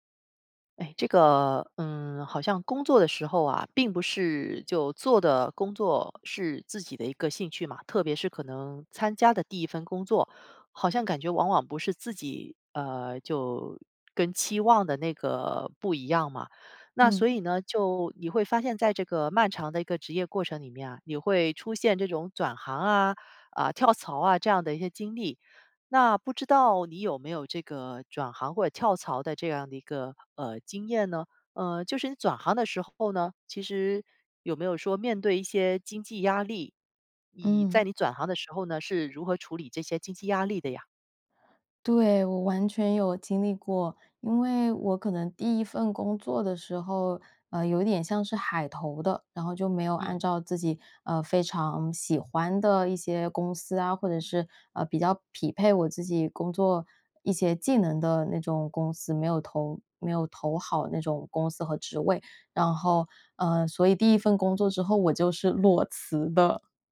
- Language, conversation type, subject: Chinese, podcast, 转行时如何处理经济压力？
- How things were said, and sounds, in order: laughing while speaking: "裸辞的"